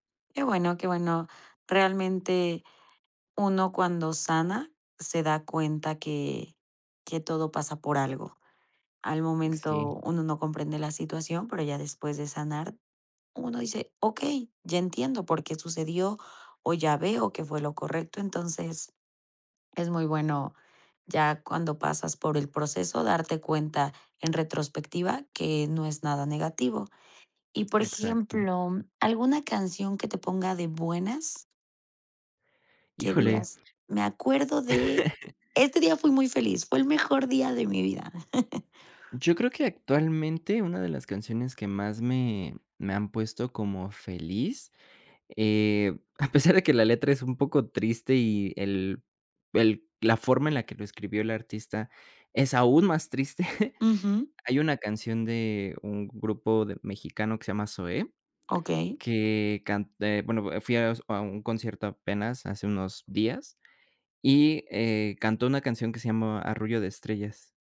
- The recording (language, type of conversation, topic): Spanish, podcast, ¿Qué canción te transporta a un recuerdo específico?
- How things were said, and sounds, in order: other background noise; tapping; chuckle; chuckle; laughing while speaking: "pesar"; laughing while speaking: "triste"